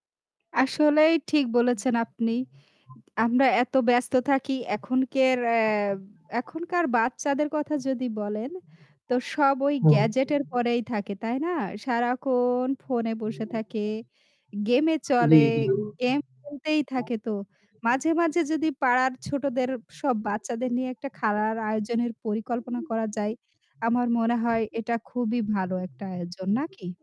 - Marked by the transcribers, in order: static; "কার" said as "কের"; other background noise; "সারাক্ষণ" said as "সারাকন"; distorted speech; "খেলার" said as "খালার"
- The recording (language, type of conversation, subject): Bengali, unstructured, পাড়ার ছোটদের জন্য সাপ্তাহিক খেলার আয়োজন কীভাবে পরিকল্পনা ও বাস্তবায়ন করা যেতে পারে?